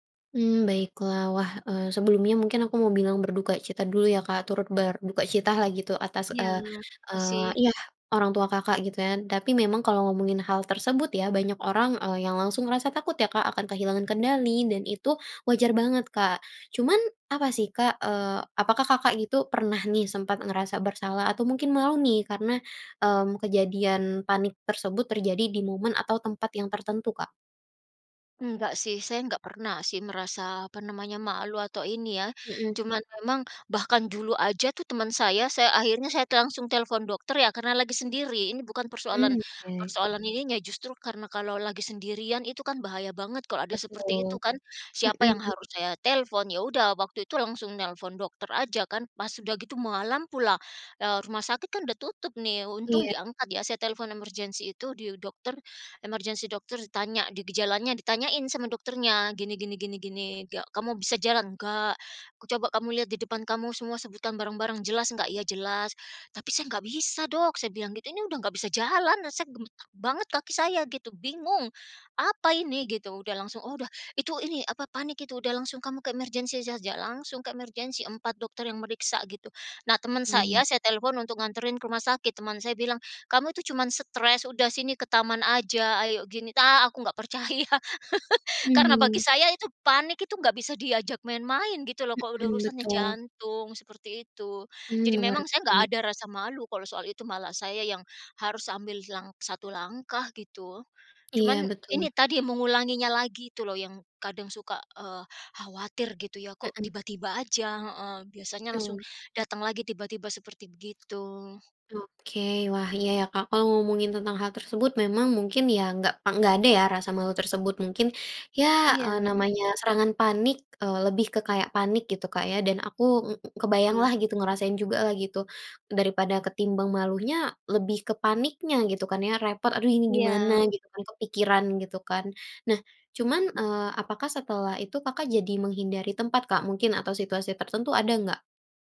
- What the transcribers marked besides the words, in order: in English: "emergency"; in English: "emergency"; in English: "emergency"; in English: "emergency"; laugh; tapping; other background noise
- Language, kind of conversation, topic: Indonesian, advice, Bagaimana pengalaman serangan panik pertama Anda dan apa yang membuat Anda takut mengalaminya lagi?